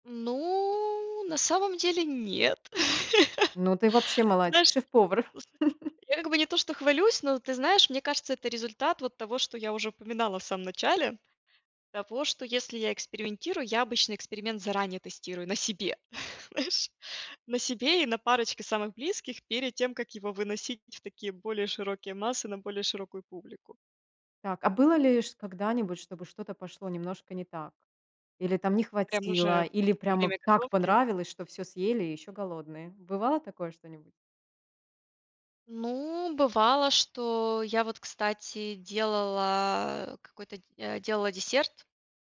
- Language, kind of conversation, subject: Russian, podcast, Как вы тестируете идею перед тем, как подать её гостям?
- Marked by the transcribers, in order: other background noise; laugh; laugh; chuckle; laughing while speaking: "знаешь"